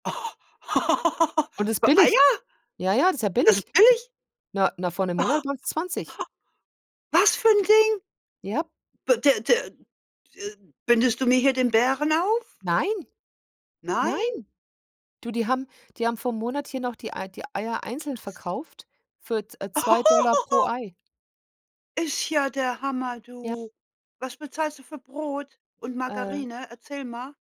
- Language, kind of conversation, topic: German, unstructured, Wie denkst du über die aktuelle Inflation in Deutschland?
- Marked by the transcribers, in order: laugh; surprised: "Das ist billig?"; laugh; surprised: "Was für 'n Ding?"; laugh; other background noise